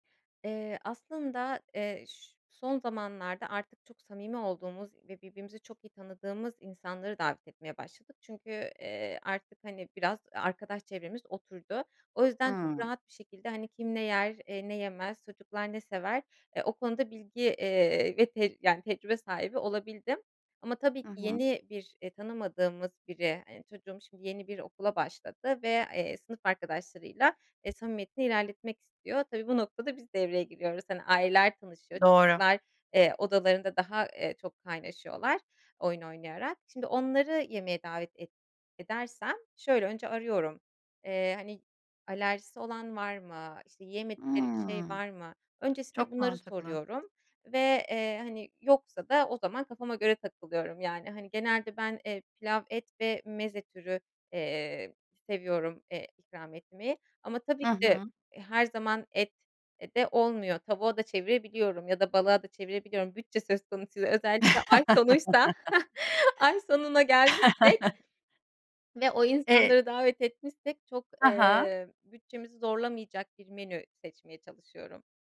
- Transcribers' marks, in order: tapping; drawn out: "Imm"; chuckle; chuckle; laughing while speaking: "ay sonuysa, ay sonuna gelmişsek"; chuckle; other background noise
- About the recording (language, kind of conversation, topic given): Turkish, podcast, Bütçe kısıtlıysa kutlama yemeğini nasıl hazırlarsın?